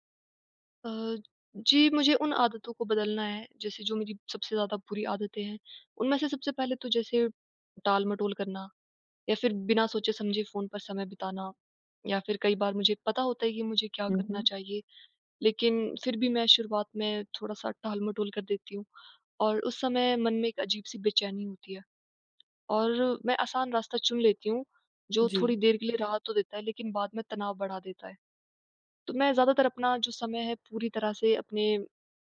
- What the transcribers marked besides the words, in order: none
- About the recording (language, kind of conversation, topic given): Hindi, advice, मैं नकारात्मक आदतों को बेहतर विकल्पों से कैसे बदल सकता/सकती हूँ?